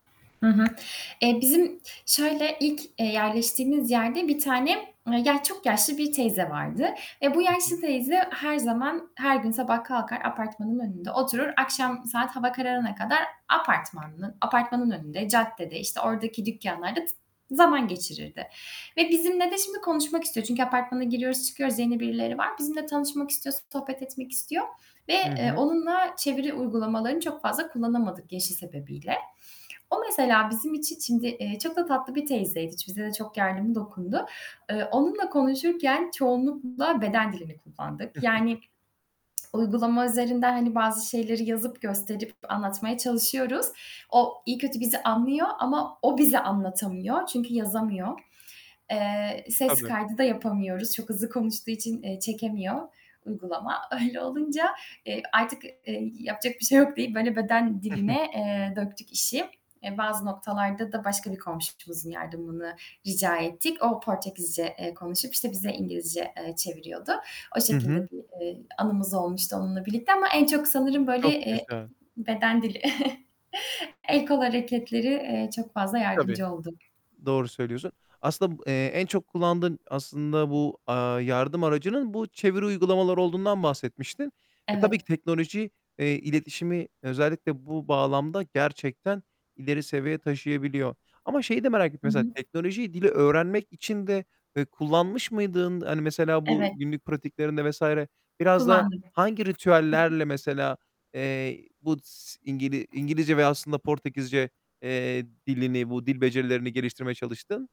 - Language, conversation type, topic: Turkish, podcast, Dilini bilmediğin bir yerde insanlarla bağ kurmak için neler yaparsın?
- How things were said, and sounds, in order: tapping; other background noise; chuckle; distorted speech; chuckle